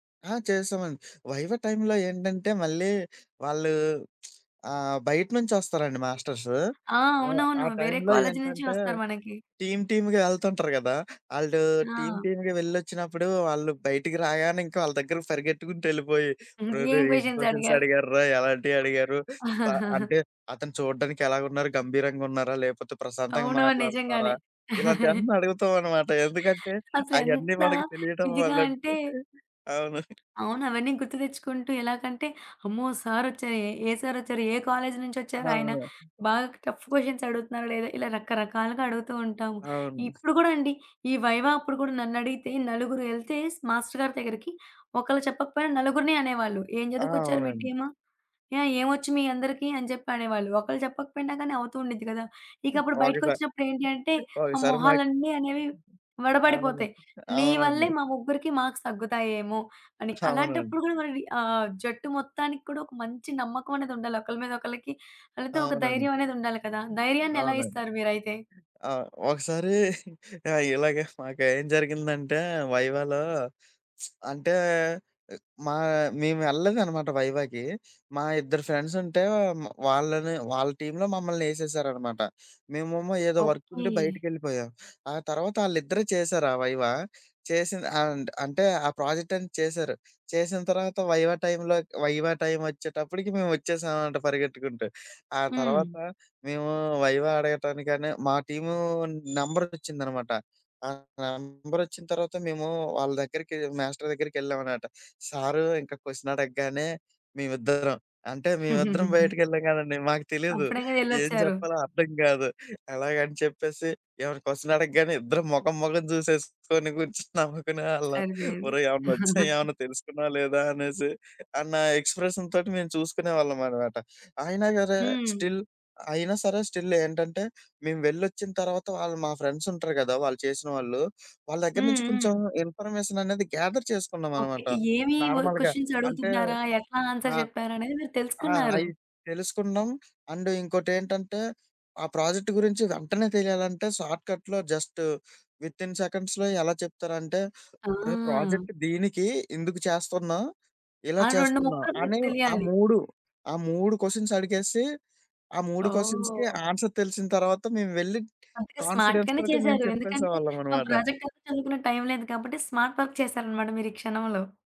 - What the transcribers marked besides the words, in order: in English: "వైవా టైమ్‌లో"; lip smack; in English: "మాస్టర్స్"; in English: "టైమ్‌లో"; in English: "టీమ్, టీమ్‌గా"; in English: "టీమ్, టీమ్‌గా"; in English: "క్వెషన్స్"; in English: "క్వెషన్స్"; laugh; laugh; chuckle; tapping; in English: "టఫ్ క్వెషన్స్"; in English: "వైవా"; in English: "మాస్టర్"; other background noise; in English: "మార్క్స్"; chuckle; in English: "వైవాలో"; lip smack; in English: "వైవాకి"; in English: "టీమ్‌లో"; in English: "వైవా"; in English: "అండ్"; in English: "వైవా టైమ్‌లో వైవా"; in English: "వైవా"; in English: "మాస్టర్"; in English: "క్వెషన్"; giggle; in English: "క్వెషన్"; laughing while speaking: "చూసేసుకొని కూర్చొని నవ్వుకునేవాళ్ళం"; in English: "ఎక్స్ప్రెషన్‌తోటి"; chuckle; in English: "స్టిల్"; in English: "స్టిల్"; sniff; in English: "గేథర్"; in English: "క్వెషన్స్"; in English: "నార్మల్‌గా"; in English: "ఆన్స్వర్"; in English: "ప్రాజెక్ట్"; in English: "షార్ట్‌కట్‌లో"; in English: "వితిన్ సెకండ్స్‌లో"; in English: "క్వెషన్స్"; in English: "క్వెషన్స్‌కి ఆన్సర్"; in English: "కాన్ఫిడెన్స్‌తోటి"; in English: "స్మార్ట్‌గానే"; in English: "ప్రాజెక్ట్"; in English: "స్మార్ట్ వర్క్"
- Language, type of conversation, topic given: Telugu, podcast, జట్టులో విశ్వాసాన్ని మీరు ఎలా పెంపొందిస్తారు?